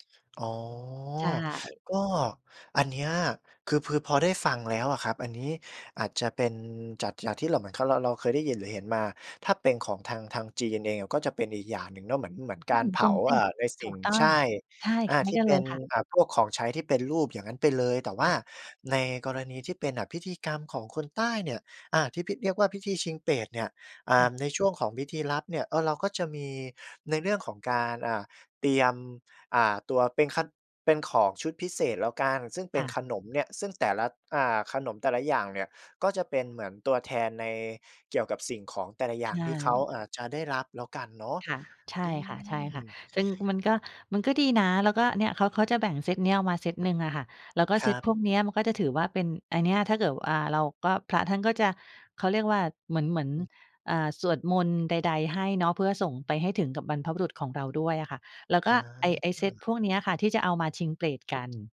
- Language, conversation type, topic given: Thai, podcast, ในครอบครัวของคุณมีประเพณีที่สืบทอดกันมารุ่นต่อรุ่นอะไรบ้าง?
- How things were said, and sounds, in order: other background noise